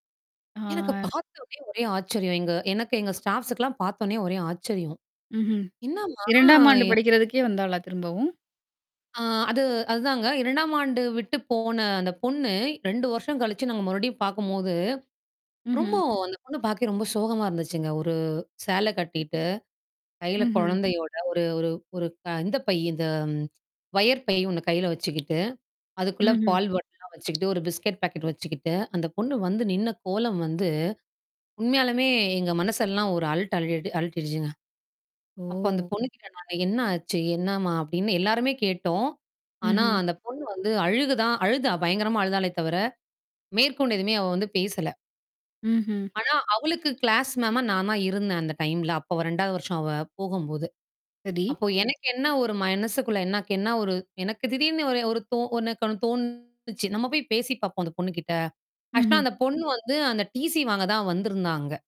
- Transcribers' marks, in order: other noise; other background noise; static; tapping; distorted speech; drawn out: "ஓ"
- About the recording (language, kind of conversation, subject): Tamil, podcast, ஒருவர் சோகமாகப் பேசும்போது அவர்களுக்கு ஆதரவாக நீங்கள் என்ன சொல்வீர்கள்?